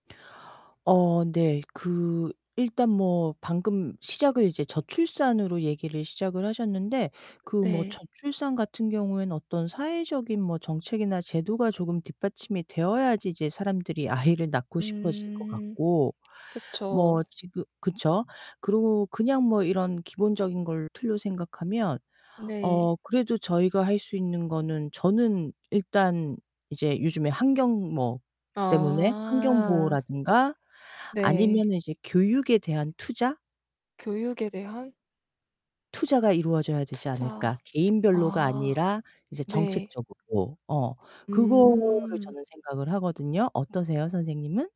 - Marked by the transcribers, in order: other background noise; distorted speech
- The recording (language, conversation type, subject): Korean, unstructured, 미래 세대를 위해 지금 우리가 해야 할 일은 무엇인가요?